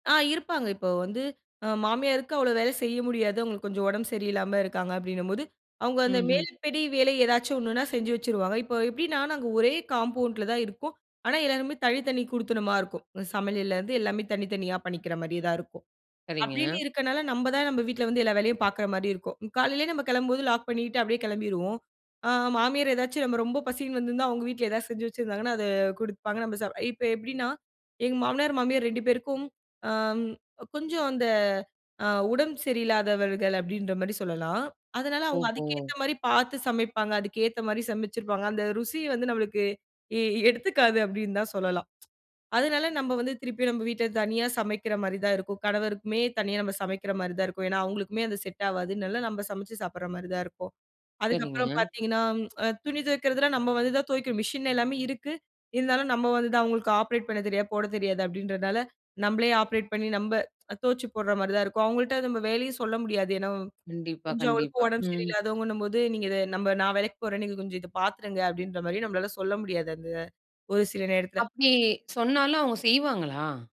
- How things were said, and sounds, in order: laughing while speaking: "எடுத்துக்காது"; in English: "ஆப்ரேட்"
- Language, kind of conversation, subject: Tamil, podcast, பணிநேரம் முடிந்ததும் வேலை பற்றிய எண்ணங்களை மனதிலிருந்து நீக்க நீங்கள் என்ன செய்கிறீர்கள்?